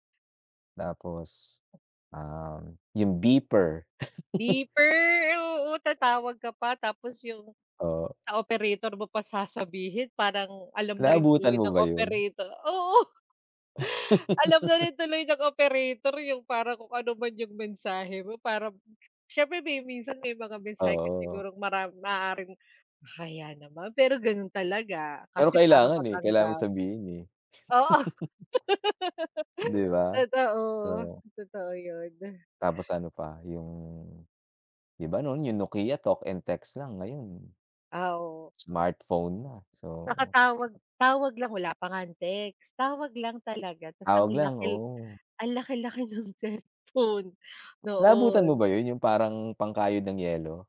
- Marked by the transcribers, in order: chuckle; tapping; chuckle; laugh; chuckle; laughing while speaking: "cellphone"
- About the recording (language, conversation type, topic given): Filipino, unstructured, Ano ang tingin mo sa epekto ng teknolohiya sa lipunan?